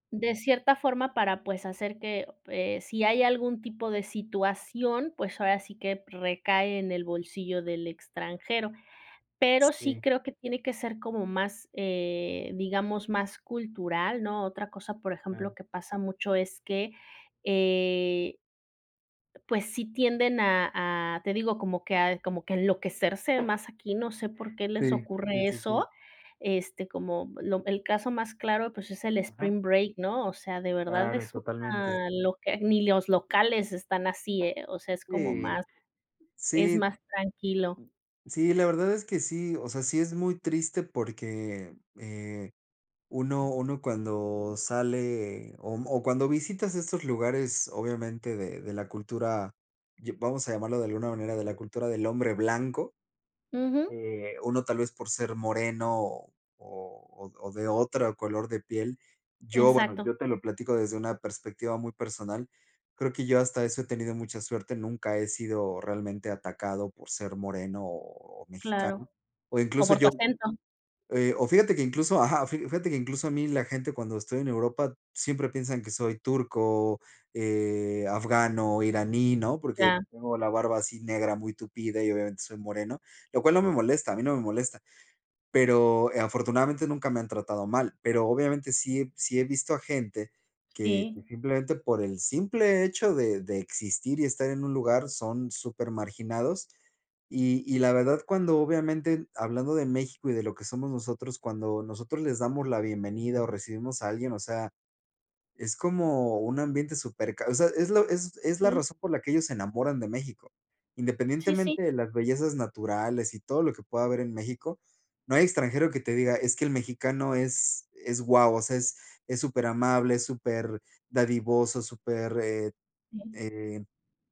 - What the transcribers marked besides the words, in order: other background noise; tapping; in English: "spring break"
- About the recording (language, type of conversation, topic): Spanish, unstructured, ¿qué opinas de los turistas que no respetan las culturas locales?
- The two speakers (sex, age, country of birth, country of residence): female, 40-44, Mexico, Mexico; male, 40-44, Mexico, Spain